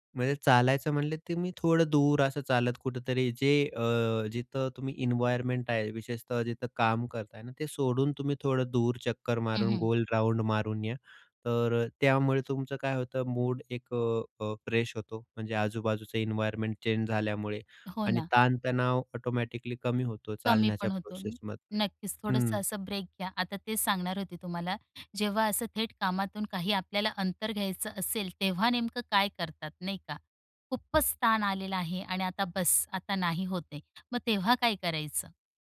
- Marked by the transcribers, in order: in English: "राउंड"; in English: "फ्रेश"; in English: "इन्व्हायर्नमेंट चेंज"; tapping
- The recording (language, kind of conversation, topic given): Marathi, podcast, तणाव हाताळण्यासाठी तुम्ही नेहमी काय करता?